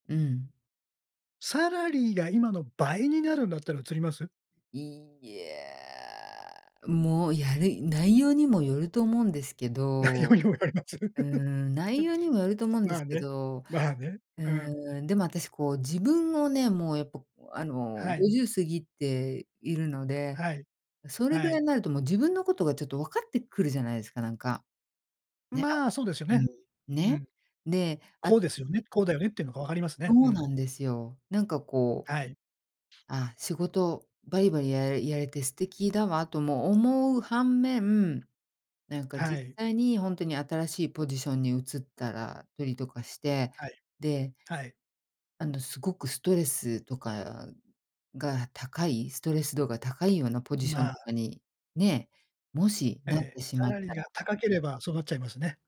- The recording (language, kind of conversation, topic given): Japanese, podcast, あなたは成長と安定のどちらを重視していますか？
- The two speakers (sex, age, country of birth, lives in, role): female, 50-54, Japan, United States, guest; male, 60-64, Japan, Japan, host
- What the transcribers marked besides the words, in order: in English: "サラリー"; drawn out: "いや"; laughing while speaking: "内容にもよります？"; laugh; in English: "サラリー"